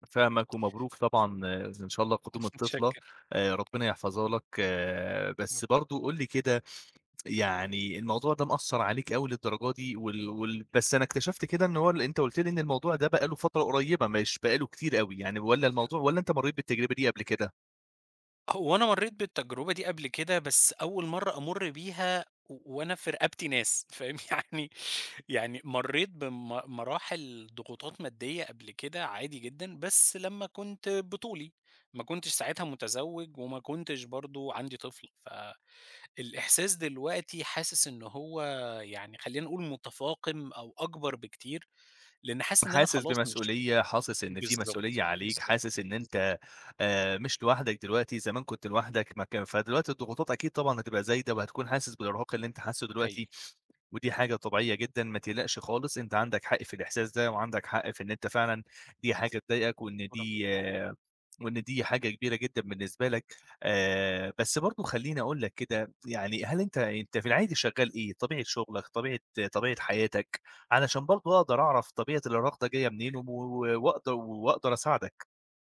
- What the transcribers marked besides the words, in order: unintelligible speech; tapping; laughing while speaking: "يعني"; unintelligible speech
- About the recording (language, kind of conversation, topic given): Arabic, advice, إزاي الإرهاق والاحتراق بيخلّوا الإبداع شبه مستحيل؟